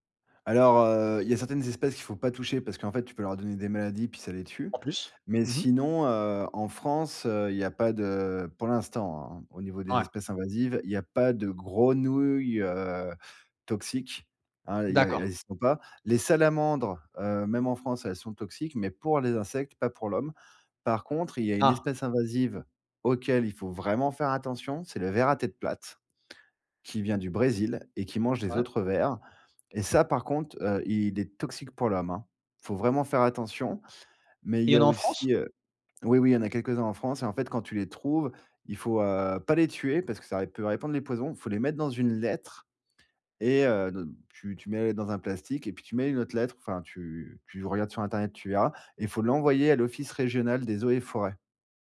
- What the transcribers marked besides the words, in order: stressed: "grenouilles"; stressed: "pour"
- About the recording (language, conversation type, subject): French, podcast, Quel geste simple peux-tu faire près de chez toi pour protéger la biodiversité ?